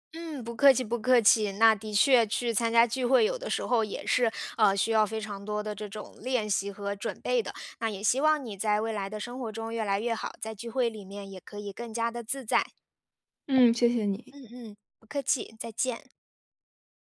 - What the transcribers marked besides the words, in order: other background noise
- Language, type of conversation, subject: Chinese, advice, 我总是担心错过别人的聚会并忍不住与人比较，该怎么办？